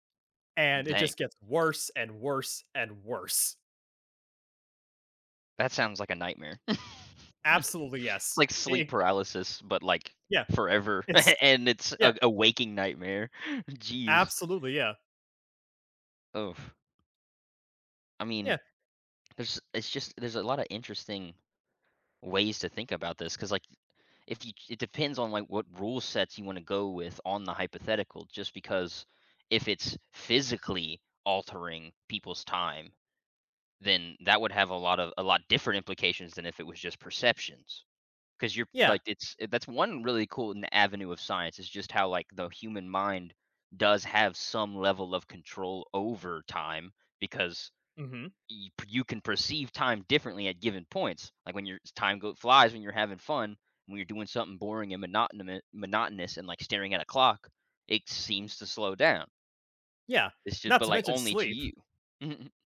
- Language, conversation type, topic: English, unstructured, How might our lives and relationships change if everyone experienced time in their own unique way?
- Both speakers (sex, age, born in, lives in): male, 20-24, United States, United States; male, 30-34, United States, United States
- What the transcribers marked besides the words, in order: other background noise; chuckle; laughing while speaking: "and"; "monotonous" said as "monotnumous"; chuckle